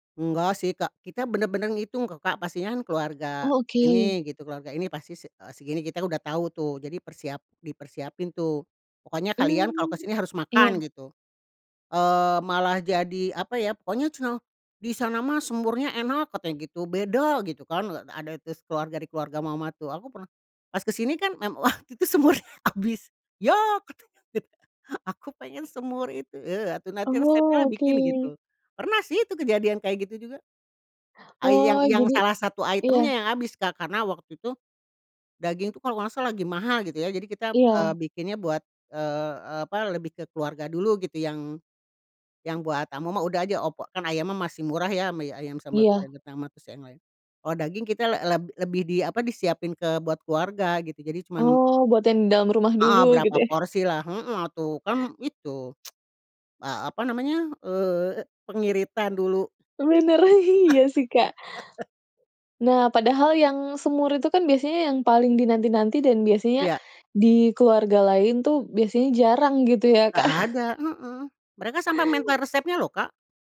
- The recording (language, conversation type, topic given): Indonesian, podcast, Ceritakan hidangan apa yang selalu ada di perayaan keluargamu?
- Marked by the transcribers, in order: other background noise; laughing while speaking: "waktu itu semurnya habis"; laughing while speaking: "Katanya gitu kan"; in Sundanese: "Ai"; in English: "item-nya"; tsk; laugh; chuckle